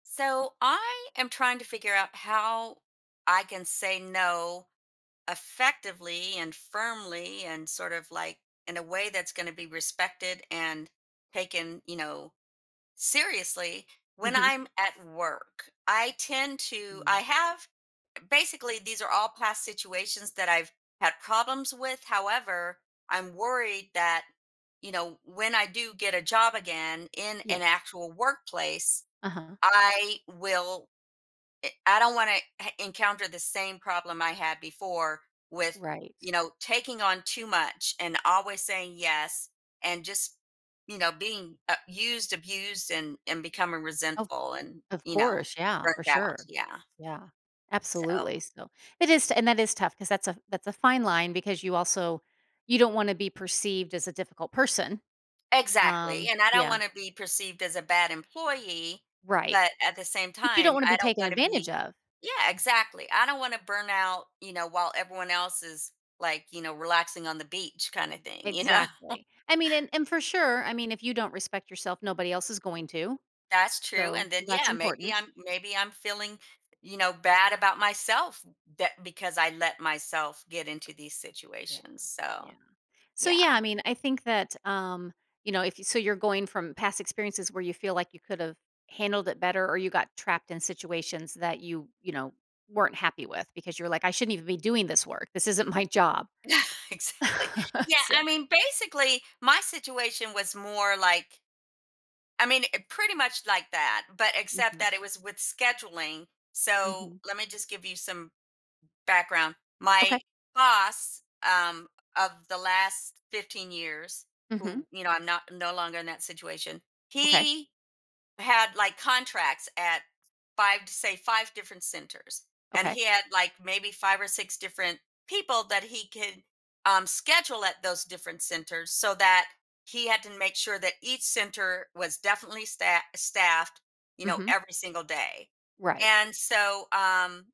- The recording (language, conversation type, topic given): English, advice, How can I say no to extra commitments?
- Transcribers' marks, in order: laughing while speaking: "know?"; tapping; other background noise; chuckle; laughing while speaking: "Exactly"; chuckle